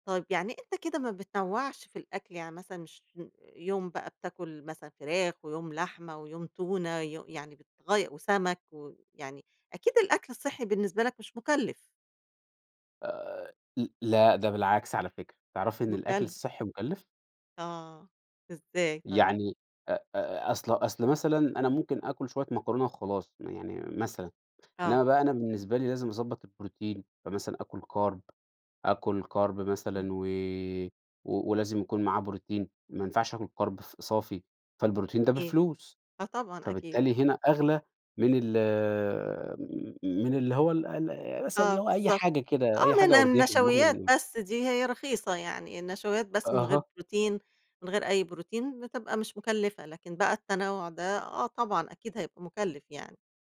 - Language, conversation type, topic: Arabic, podcast, إزاي تخلي الأكل الصحي ممتع ومن غير ما تزهق؟
- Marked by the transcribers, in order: none